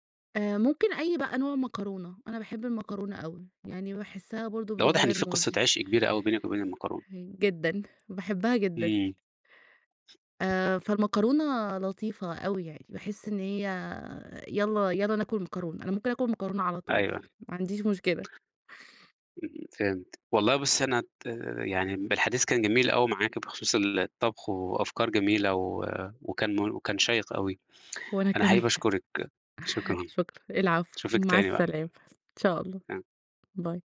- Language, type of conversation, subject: Arabic, podcast, إيه اللي بيمثّله لك الطبخ أو إنك تجرّب وصفات جديدة؟
- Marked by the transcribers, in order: in English: "مودي"; tapping; laughing while speaking: "كمان"; unintelligible speech; in English: "Bye"